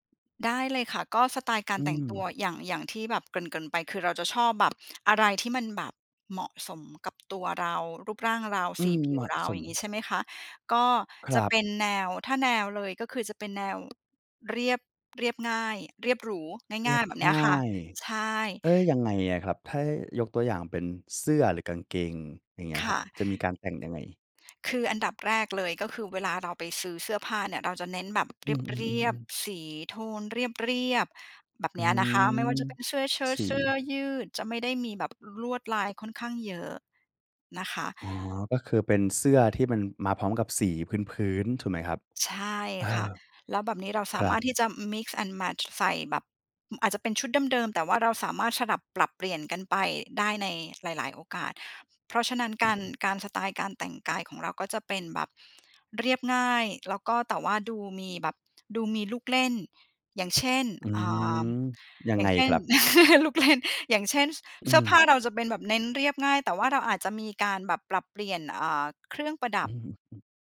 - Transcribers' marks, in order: other background noise; tapping; in English: "มิกซ์แอนด์แมตช์"; chuckle; laughing while speaking: "ลูกเล่น"
- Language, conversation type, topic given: Thai, podcast, สไตล์การแต่งตัวของคุณบอกอะไรเกี่ยวกับตัวคุณบ้าง?